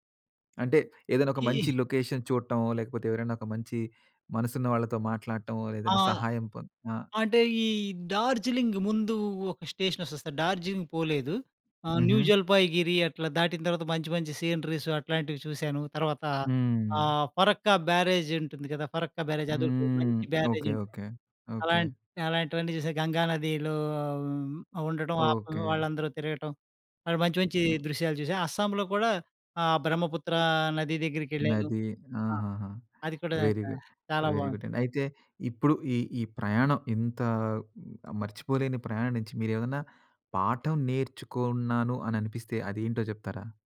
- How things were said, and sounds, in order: in English: "లొకేషన్"; in English: "స్టేషన్"; in English: "సీనరీస్"; in English: "వెరీ గు వెరీ"
- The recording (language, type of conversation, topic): Telugu, podcast, ప్రయాణం నీకు నేర్పించిన అతి పెద్ద పాఠం ఏది?